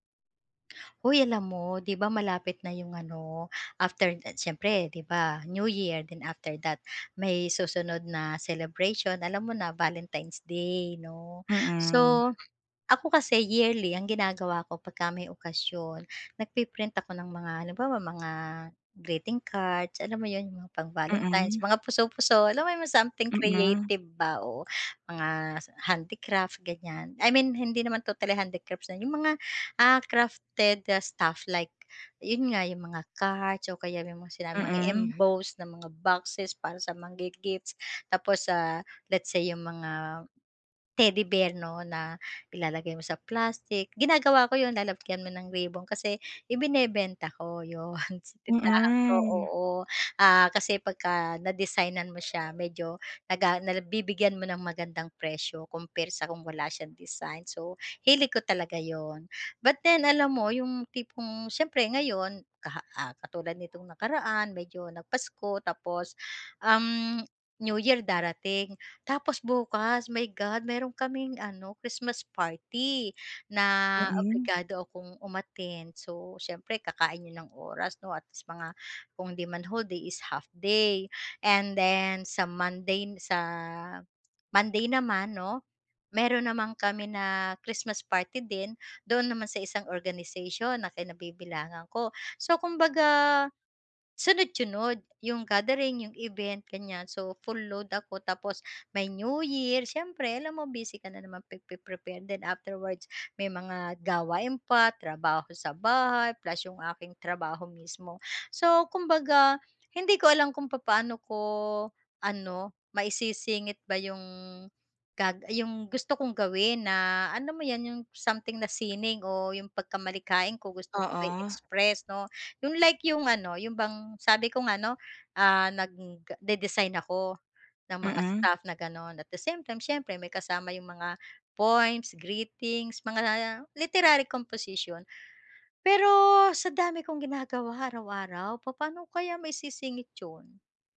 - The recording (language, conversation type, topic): Filipino, advice, Paano ako makakapaglaan ng oras araw-araw para sa malikhaing gawain?
- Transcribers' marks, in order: lip smack; dog barking; other street noise; laughing while speaking: "embosed"; laughing while speaking: "'yon"; in English: "literary composition"